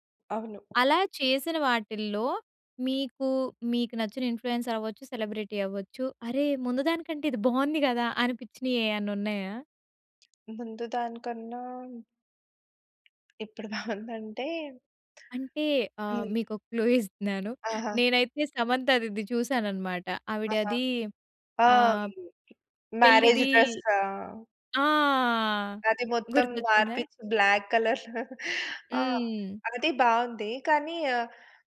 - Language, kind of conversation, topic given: Telugu, podcast, పాత దుస్తులను కొత్తగా మలచడం గురించి మీ అభిప్రాయం ఏమిటి?
- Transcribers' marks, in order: tapping; in English: "ఇన్‌ఫ్లూయెన్సర్"; in English: "సెలబ్రిటీ"; laughing while speaking: "క్లూ ఇస్తున్నాను"; in English: "క్లూ"; in English: "మ్యారేజ్"; in English: "బ్లాక్ కలర్‌లో"; chuckle